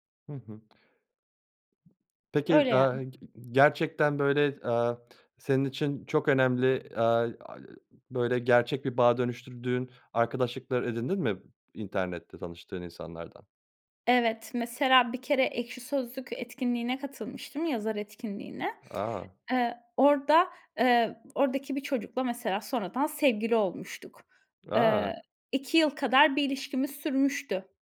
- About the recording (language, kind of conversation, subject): Turkish, podcast, Online arkadaşlıklar gerçek bir bağa nasıl dönüşebilir?
- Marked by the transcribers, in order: other background noise; other noise; tapping